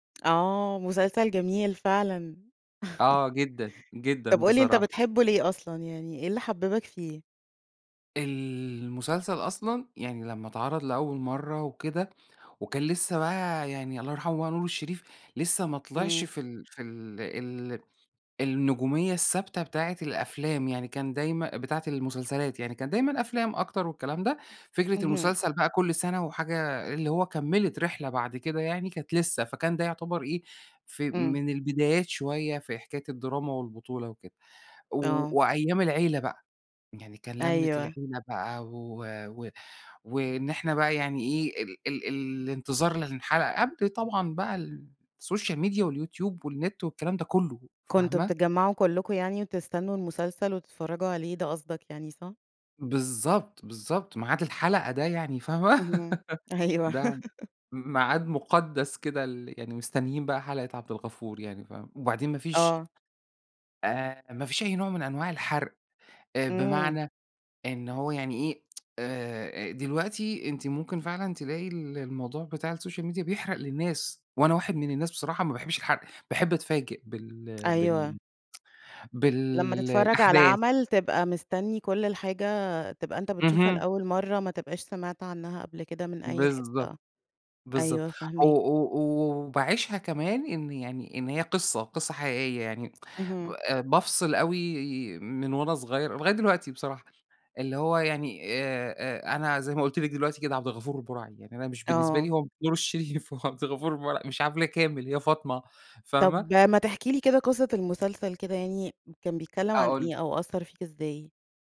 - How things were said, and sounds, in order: laugh; other background noise; in English: "السوشيال ميديا"; laugh; laughing while speaking: "أيوه"; laugh; tsk; in English: "السوشيال ميديا"; laughing while speaking: "نور الشريف هو عبد الغفور البُرَعي"
- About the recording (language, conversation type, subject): Arabic, podcast, احكيلي عن مسلسل أثر فيك؟